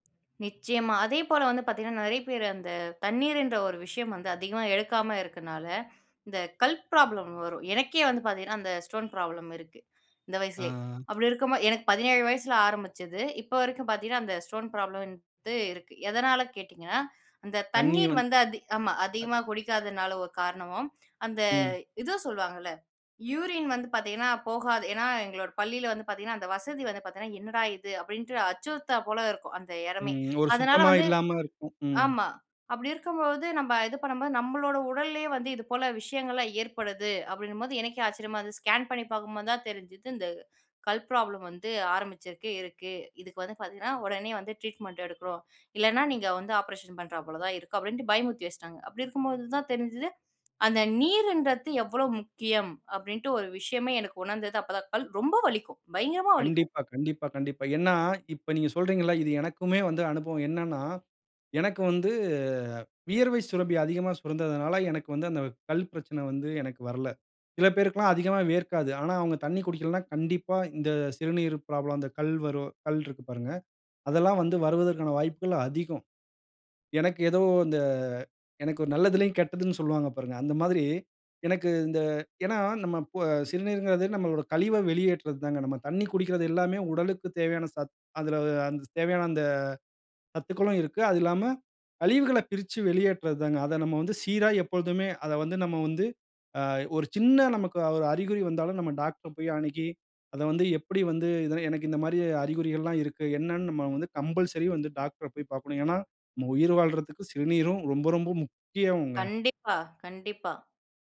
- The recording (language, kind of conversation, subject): Tamil, podcast, உங்கள் உடலுக்கு போதுமான அளவு நீர் கிடைக்கிறதா என்பதைக் எப்படி கவனிக்கிறீர்கள்?
- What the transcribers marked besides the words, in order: horn; drawn out: "ஆ"; "வந்து" said as "வந்"; in English: "ஆப்ரேஷன்"; "சொல்கிறீங்கள" said as "சொல்றீங்க"; drawn out: "வந்து"; "மாரி" said as "மாதிரி"; "சத்து" said as "சத்"; in English: "கம்பல்சரி"